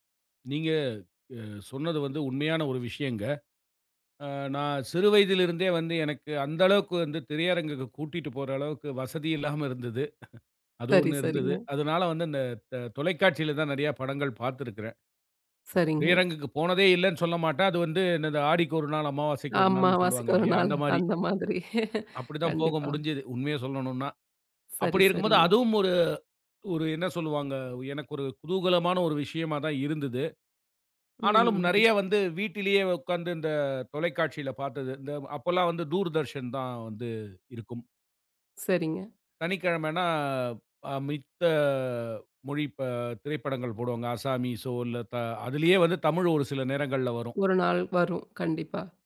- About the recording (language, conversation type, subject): Tamil, podcast, சின்ன வீடியோக்களா, பெரிய படங்களா—நீங்கள் எதை அதிகம் விரும்புகிறீர்கள்?
- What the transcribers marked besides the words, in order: chuckle; laughing while speaking: "சரி, சரிங்க"; unintelligible speech; laughing while speaking: "அமாவாசைக்கு ஒரு நாள் அந்த மாதிரி"; drawn out: "மித்த"